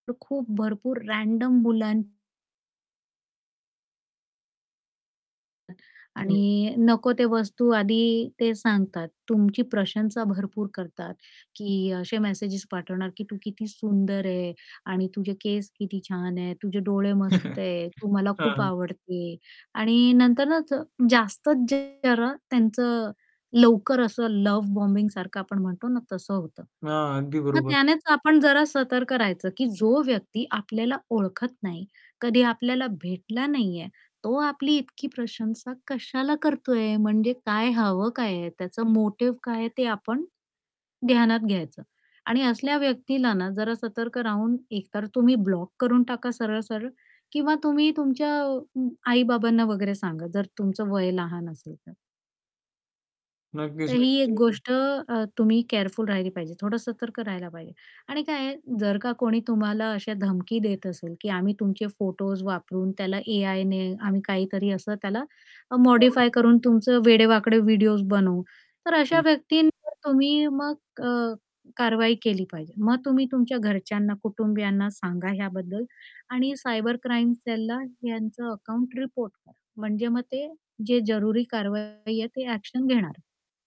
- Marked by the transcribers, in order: static; in English: "रँडम"; distorted speech; chuckle; other background noise; in English: "लव्ह बॉम्बिंगसारखं"; unintelligible speech; in English: "ॲक्शन"
- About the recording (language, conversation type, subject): Marathi, podcast, अनोळखी लोकांचे संदेश तुम्ही कसे हाताळता?